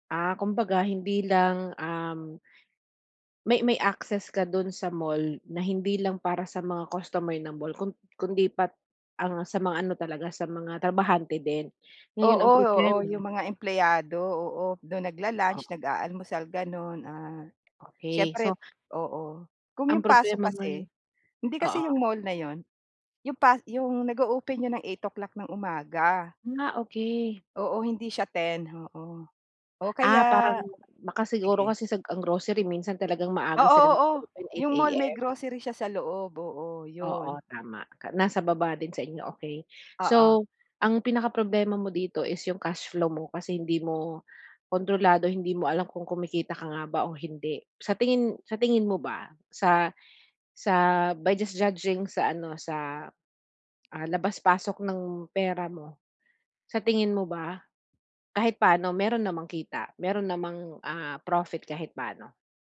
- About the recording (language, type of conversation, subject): Filipino, advice, Paano ko pamamahalaan ang limitadong daloy ng salapi ng maliit kong negosyo?
- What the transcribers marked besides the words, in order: tapping; in English: "by just judging"